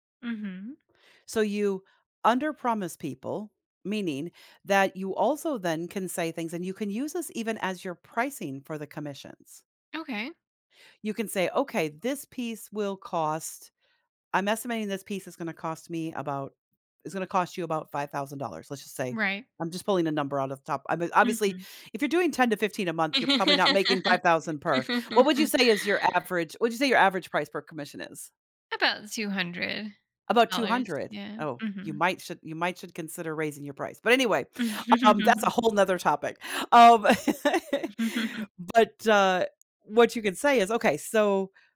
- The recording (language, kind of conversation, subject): English, advice, How can I manage stress and meet tight work deadlines without burning out?
- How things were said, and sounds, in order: laugh; chuckle; chuckle; laugh